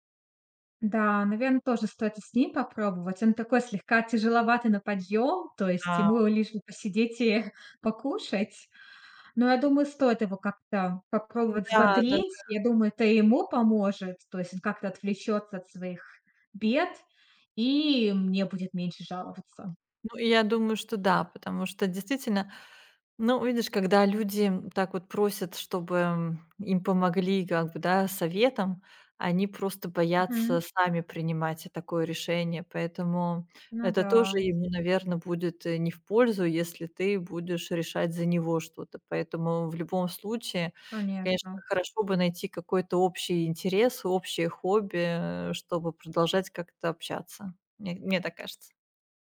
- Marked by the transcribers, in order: tapping; chuckle
- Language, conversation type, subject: Russian, advice, Как поступить, если друзья постоянно пользуются мной и не уважают мои границы?